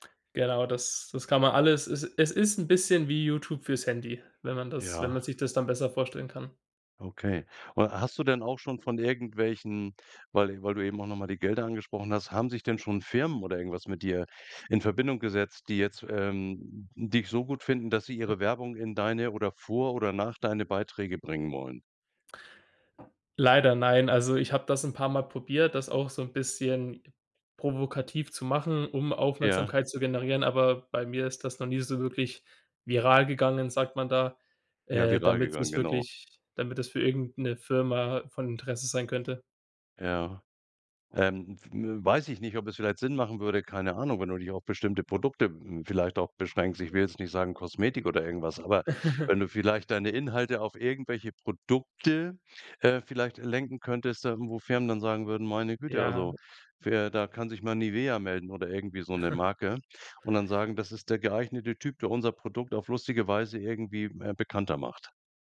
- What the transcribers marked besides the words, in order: unintelligible speech; other background noise; chuckle; chuckle
- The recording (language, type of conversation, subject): German, podcast, Wie verändern soziale Medien die Art, wie Geschichten erzählt werden?